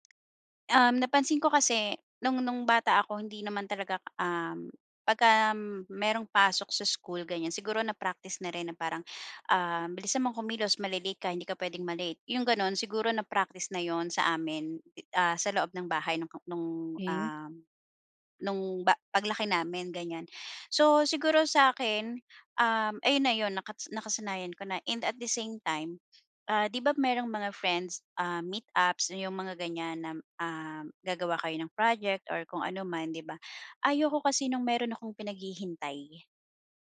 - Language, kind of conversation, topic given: Filipino, podcast, Ano ang ginagawa mo kapag nagkakaroon ng aberya sa nakasanayan mong iskedyul?
- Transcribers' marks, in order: tapping; other background noise